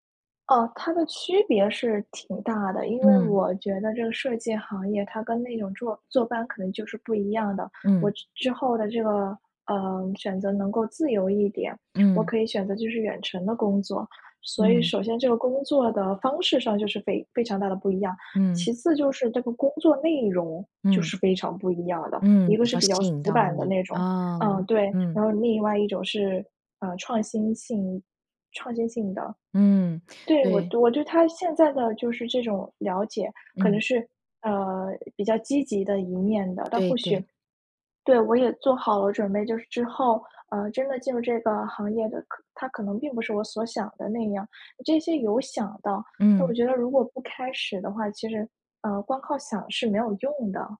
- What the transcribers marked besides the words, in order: none
- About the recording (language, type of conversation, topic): Chinese, advice, 我该如何决定是回校进修还是参加新的培训？
- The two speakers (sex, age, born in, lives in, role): female, 20-24, China, United States, user; female, 55-59, China, United States, advisor